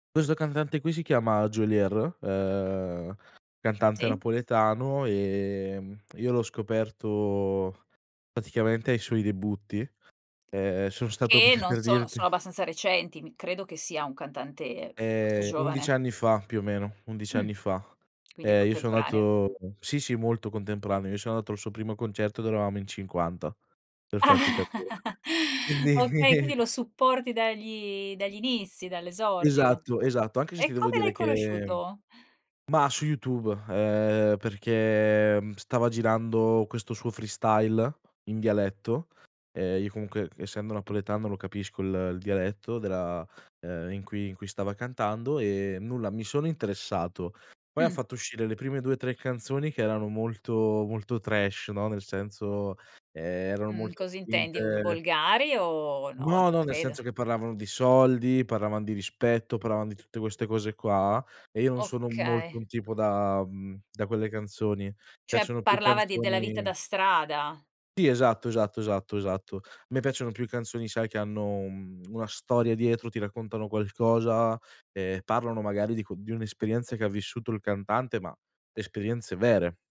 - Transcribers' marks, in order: laughing while speaking: "per"; laughing while speaking: "Ah!"; chuckle; laughing while speaking: "Quindi"; chuckle; in English: "freestyle"; in English: "trash"; "Cioè" said as "ceh"
- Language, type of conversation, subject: Italian, podcast, Qual è il tuo album preferito e quando l'hai scoperto?